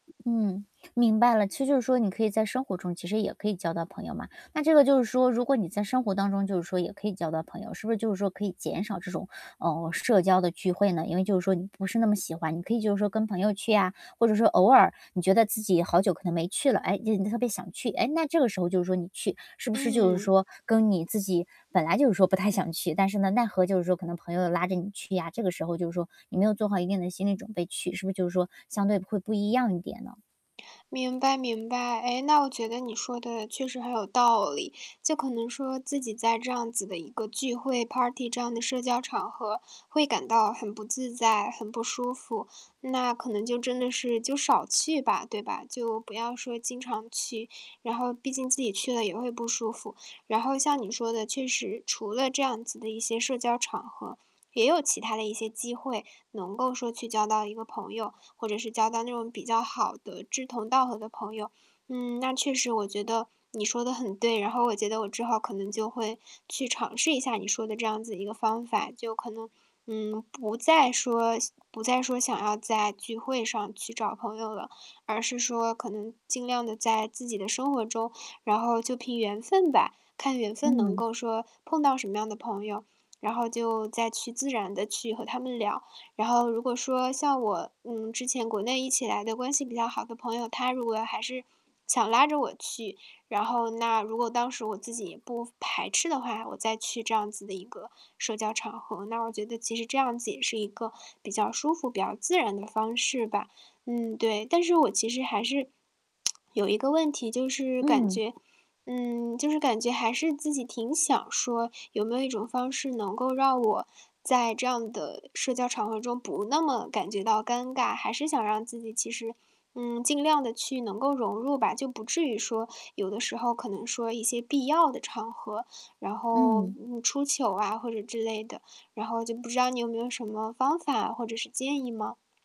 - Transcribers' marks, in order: static; tapping; distorted speech; laughing while speaking: "不太想去"; in English: "party"; other background noise; lip smack
- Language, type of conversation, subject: Chinese, advice, 我在聚会时感到社交不适，该怎么缓解？